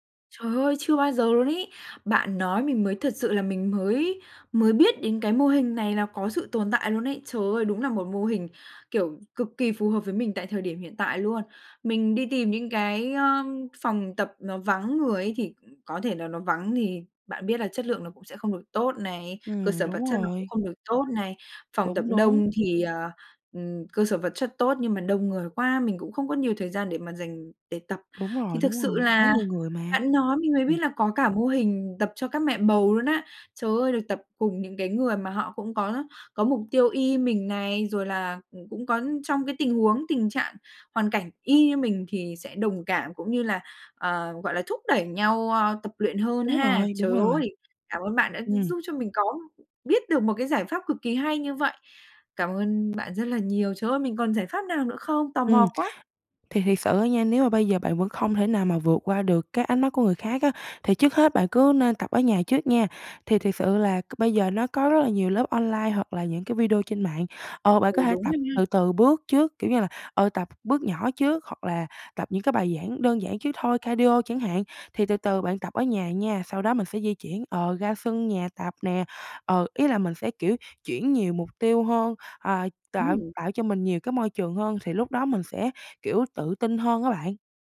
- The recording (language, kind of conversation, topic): Vietnamese, advice, Tôi ngại đến phòng tập gym vì sợ bị đánh giá, tôi nên làm gì?
- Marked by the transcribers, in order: tapping; background speech; tsk; in English: "cardio"